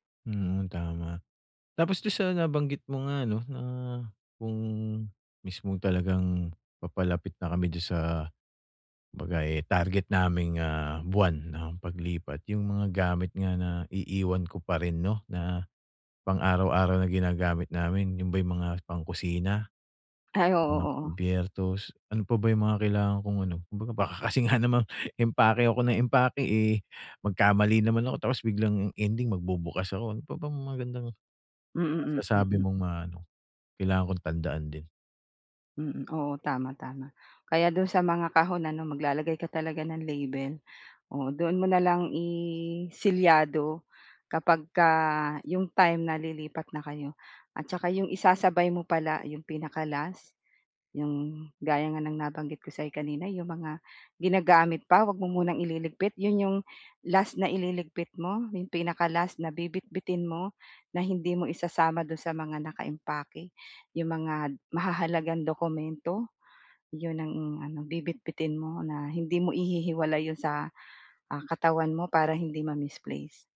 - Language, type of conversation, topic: Filipino, advice, Paano ko maayos na maaayos at maiimpake ang mga gamit ko para sa paglipat?
- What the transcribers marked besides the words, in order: laughing while speaking: "baka kasi nga naman"